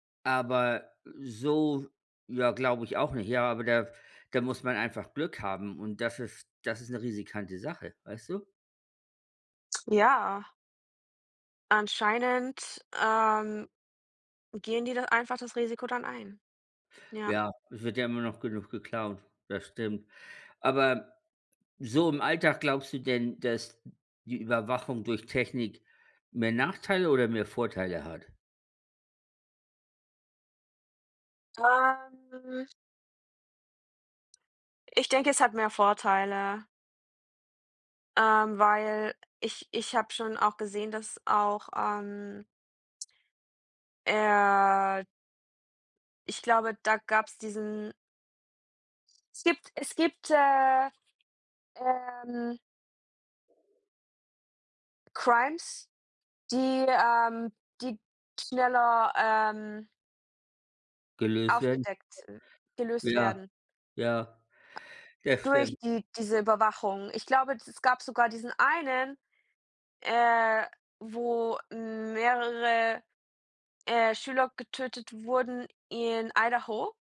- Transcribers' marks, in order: "riskante" said as "risikante"; in English: "Crimes"
- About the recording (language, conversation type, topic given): German, unstructured, Wie stehst du zur technischen Überwachung?